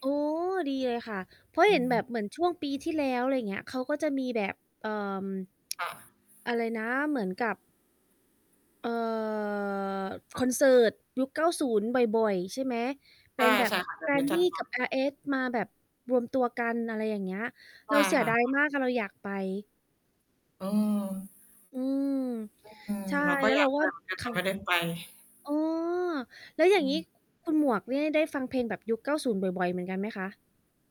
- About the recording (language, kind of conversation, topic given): Thai, unstructured, เพลงที่คุณฟังบ่อยๆ ช่วยเปลี่ยนอารมณ์และความรู้สึกของคุณอย่างไรบ้าง?
- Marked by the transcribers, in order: static; distorted speech; tsk; drawn out: "เอ่อ"; "แกรมมี่" said as "แกรนดี้"; mechanical hum